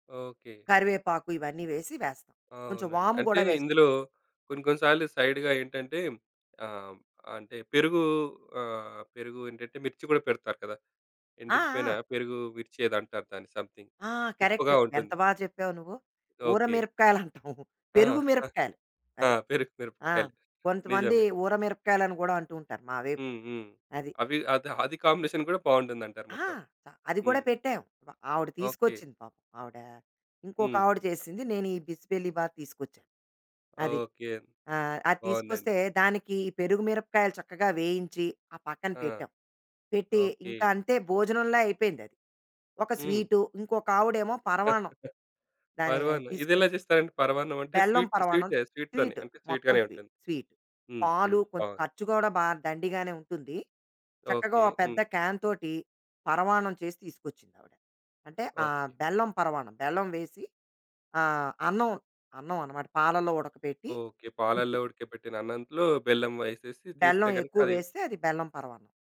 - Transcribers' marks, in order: in English: "సైడ్‌గా"; in Hindi: "మిర్చి"; in English: "సమ్‌థింగ్"; in English: "కరెక్ట్"; chuckle; in English: "కాంబినేషన్"; chuckle; in English: "స్వీట్"; in English: "స్వీట్‌తోనే"; in English: "స్వీట్"; in English: "స్వీట్‌గానే"; in English: "స్వీ స్వీట్"; in English: "క్యాన్"; giggle
- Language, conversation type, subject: Telugu, podcast, సమూహ విందులో ఆహార పరిమితులను మీరు ఎలా గౌరవిస్తారు?